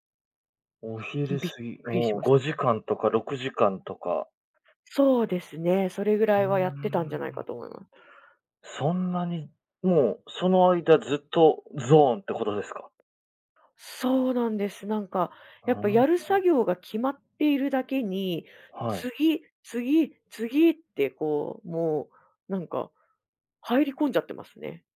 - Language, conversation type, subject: Japanese, podcast, 趣味に没頭して「ゾーン」に入ったと感じる瞬間は、どんな感覚ですか？
- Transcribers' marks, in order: none